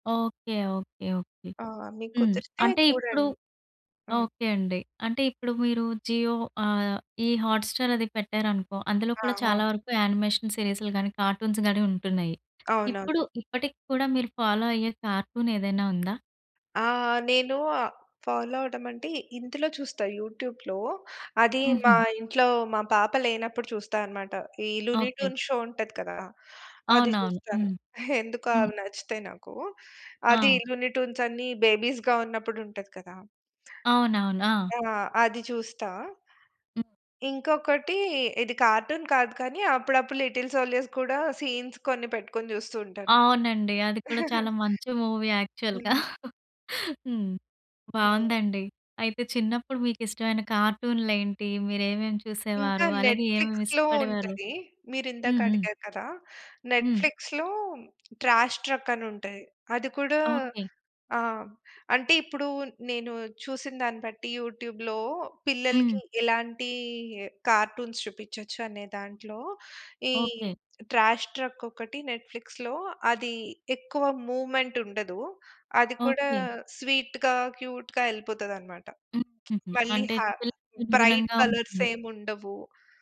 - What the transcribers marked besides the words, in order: in English: "జియో"; in English: "హాట్‌స్టార్"; in English: "యానిమేషన్"; in English: "కార్టూన్స్"; in English: "ఫాలో"; other background noise; in English: "ఫాలో"; in English: "యూట్యూబ్‌లో"; in English: "షో"; in English: "బేబీస్‌గా"; in English: "కార్టూన్"; in English: "సీన్స్"; chuckle; in English: "మూవీ యాక్చువల్‌గా"; chuckle; in English: "నెట్‌ఫ్లిక్స్‌లో"; in English: "నెట్‌ఫ్లిక్స్‌లో"; in English: "యూట్యూబ్‌లో"; in English: "కార్టూన్స్"; in English: "నెట్‌ఫ్లిక్స్‌లో"; in English: "మూవ్‌మెంట్"; in English: "స్వీట్‌గా, క్యూట్‌గా"; in English: "బ్రైట్ కలర్స్"
- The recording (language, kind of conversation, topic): Telugu, podcast, చిన్నప్పుడు నీకు ఇష్టమైన కార్టూన్ ఏది?